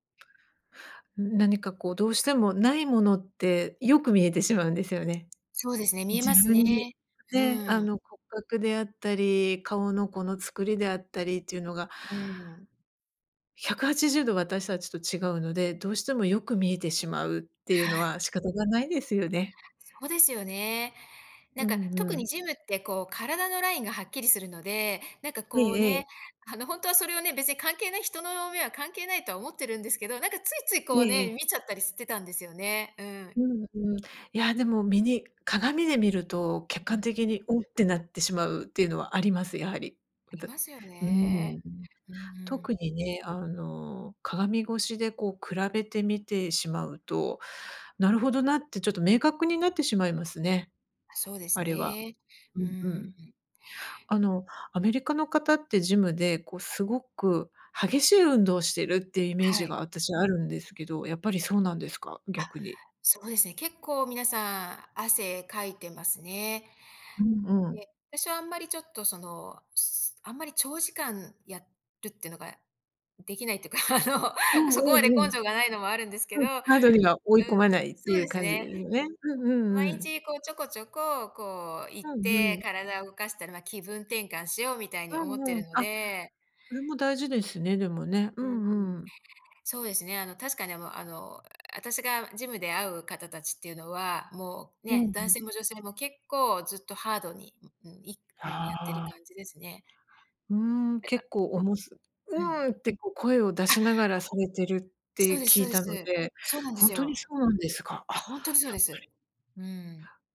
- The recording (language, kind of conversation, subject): Japanese, advice, ジムで人の視線が気になって落ち着いて運動できないとき、どうすればいいですか？
- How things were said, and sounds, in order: tapping; other background noise; background speech; laughing while speaking: "できないっていうか、あの"